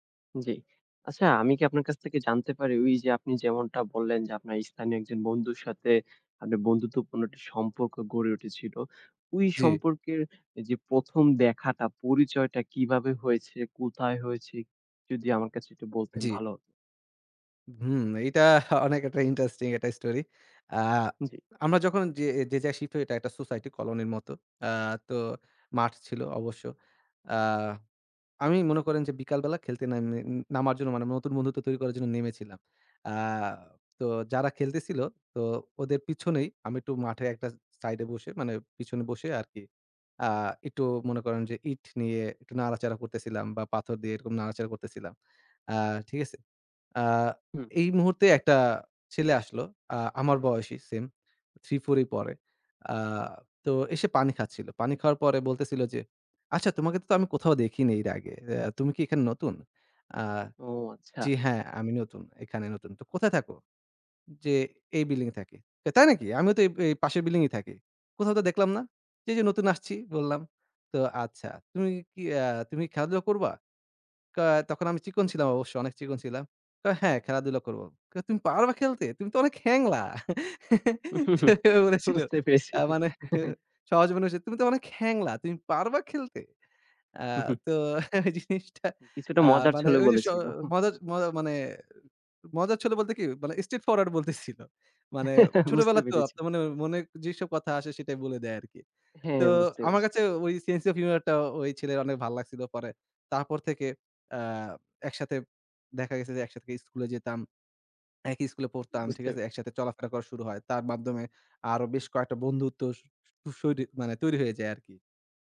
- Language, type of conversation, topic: Bengali, podcast, কোনো স্থানীয় বন্ধুর সঙ্গে আপনি কীভাবে বন্ধুত্ব গড়ে তুলেছিলেন?
- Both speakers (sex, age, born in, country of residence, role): male, 20-24, Bangladesh, Bangladesh, guest; male, 20-24, Bangladesh, Bangladesh, host
- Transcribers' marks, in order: tapping; laughing while speaking: "অনেক একটা ইন্টারেস্টিং একটা স্টোরি"; put-on voice: "আচ্ছা তোমাকে তো আমি কোথাও … কি এখানে নতুন?"; put-on voice: "তো কোথায় থাকো?"; put-on voice: "তো তাই নাকি? আমিও তো … তো দেখলাম না?"; put-on voice: "তুমি পারবা খেলতে? তুমি তো অনেক হ্যাংলা"; chuckle; laughing while speaking: "বুঝতে পেরেছি"; laugh; laughing while speaking: "সেভাবে বলেছিল"; chuckle; unintelligible speech; put-on voice: "তুমি তো অনেক হ্যাংলা, তুমি পারবা খেলতে?"; laughing while speaking: "ওই জিনিসটা"; chuckle; swallow